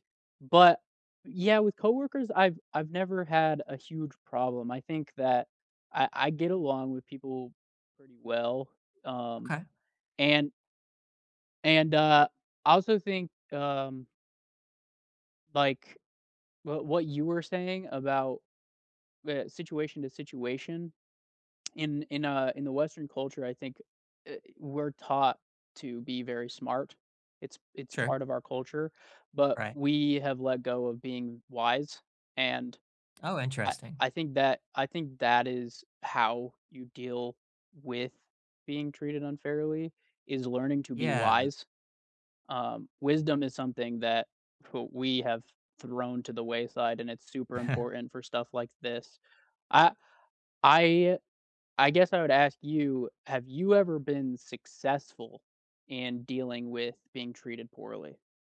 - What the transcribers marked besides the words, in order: chuckle
- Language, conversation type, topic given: English, unstructured, What has your experience been with unfair treatment at work?